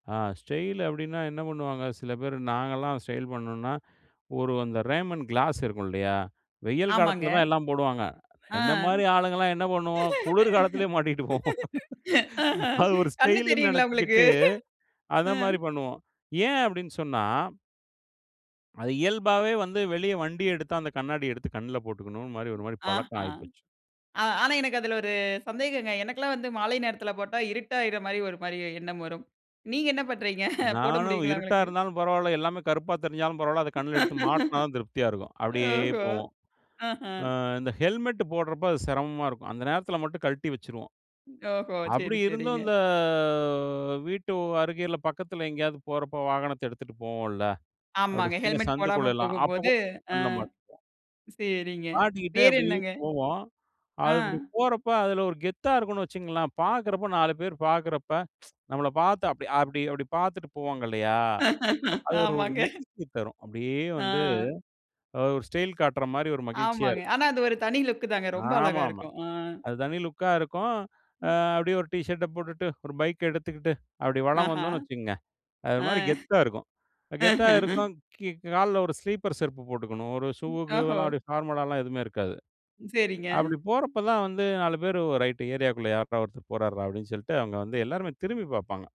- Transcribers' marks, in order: in English: "ரேமன் கிளாஸ்"; laugh; laughing while speaking: "ஆஹ. கண்ணு தெரியுங்களா உங்களுக்கு? அ"; laughing while speaking: "குளிர் காலத்திலயே மாட்டிகிட்டு போவோம். அது ஒரு ஸ்டைல்னு நெனைச்சுக்கிட்டு அந்த மாதிரி பண்ணுவோம்"; other noise; laughing while speaking: "பண்றீங்க, போட முடியுங்களா உங்களுக்கு?"; laugh; drawn out: "இந்த"; tsk; laugh; in English: "லுக்"; in English: "லுக்கா"; laugh; in English: "ஸ்லீப்பர்"; in English: "ஃபார்மலாலாம்"
- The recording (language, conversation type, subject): Tamil, podcast, தொழில்முறை வாழ்க்கைக்கும் உங்கள் தனிப்பட்ட அலங்கார பாணிக்கும் இடையிலான சமநிலையை நீங்கள் எப்படி வைத்துக்கொள்கிறீர்கள்?